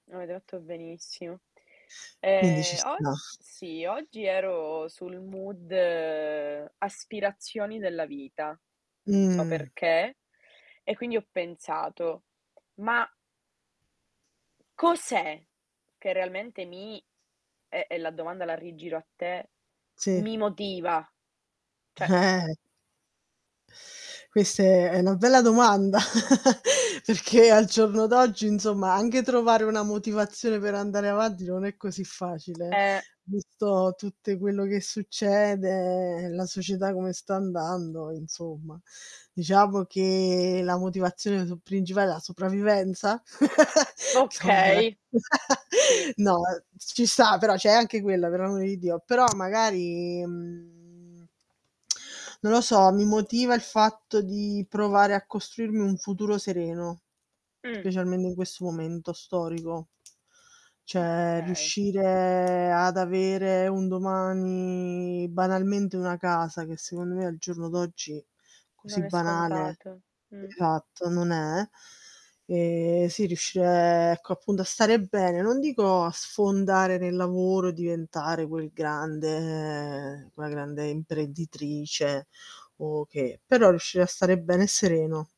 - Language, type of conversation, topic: Italian, unstructured, Quali obiettivi ti motivano di più?
- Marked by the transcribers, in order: distorted speech; in English: "mood"; drawn out: "Mh"; tapping; "Cioè" said as "ceh"; other background noise; chuckle; chuckle; laugh; drawn out: "magari, mhmm"; tsk